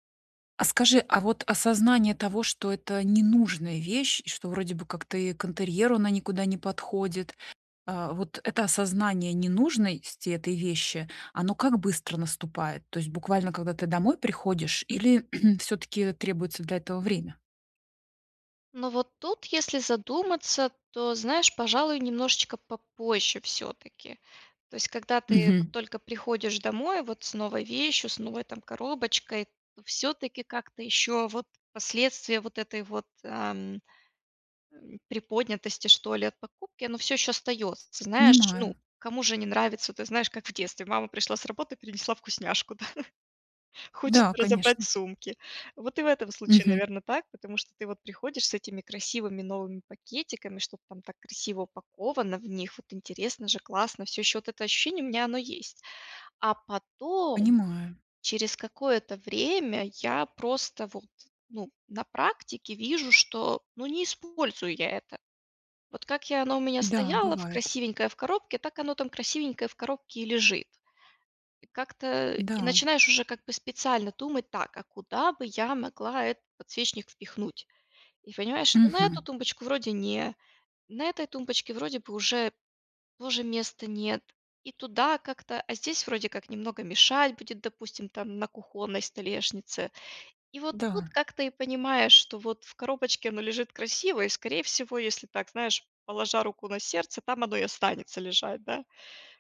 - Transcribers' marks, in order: "ненужности" said as "ненужнойсти"; throat clearing; tapping; chuckle
- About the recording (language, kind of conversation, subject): Russian, advice, Как мне справляться с внезапными импульсами, которые мешают жить и принимать решения?